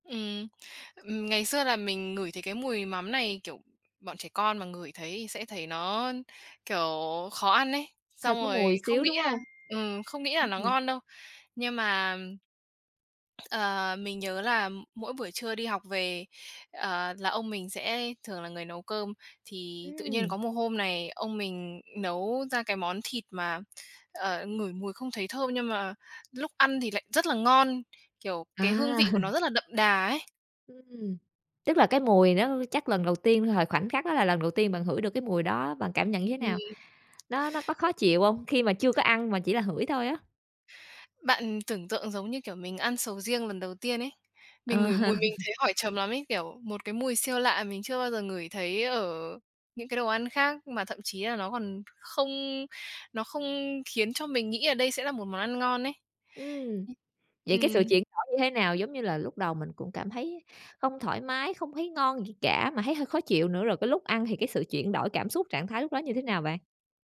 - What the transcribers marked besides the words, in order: alarm; unintelligible speech; chuckle; tapping; other background noise; chuckle
- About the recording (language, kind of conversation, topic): Vietnamese, podcast, Gia đình bạn có món ăn truyền thống nào không?